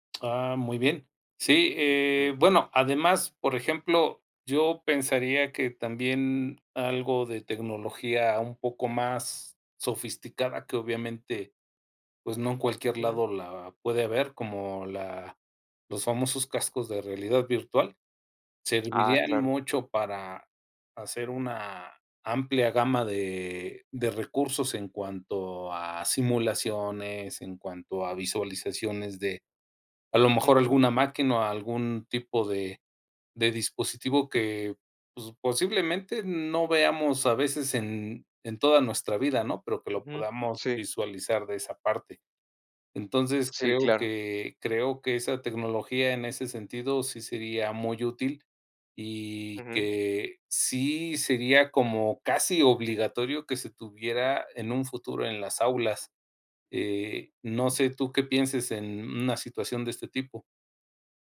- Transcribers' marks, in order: tapping
- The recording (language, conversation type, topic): Spanish, unstructured, ¿Crees que las escuelas deberían usar más tecnología en clase?